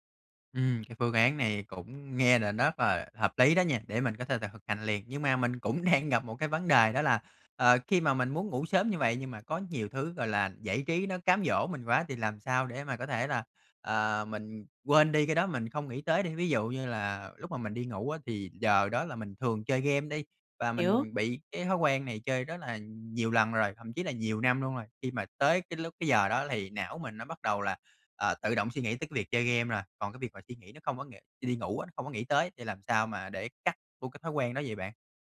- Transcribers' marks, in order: laughing while speaking: "đang"; unintelligible speech
- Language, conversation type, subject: Vietnamese, advice, Làm sao để cải thiện thói quen thức dậy đúng giờ mỗi ngày?